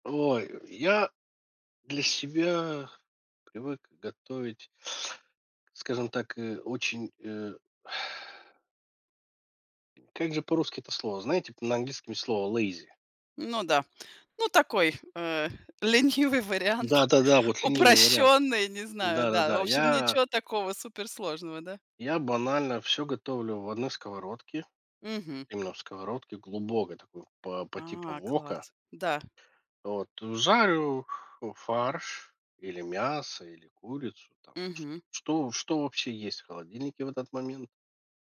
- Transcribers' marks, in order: tapping; exhale; in English: "lazy?"; laughing while speaking: "ленивый вариант"
- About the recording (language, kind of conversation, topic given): Russian, podcast, Какие простые блюда ты обычно готовишь в будни?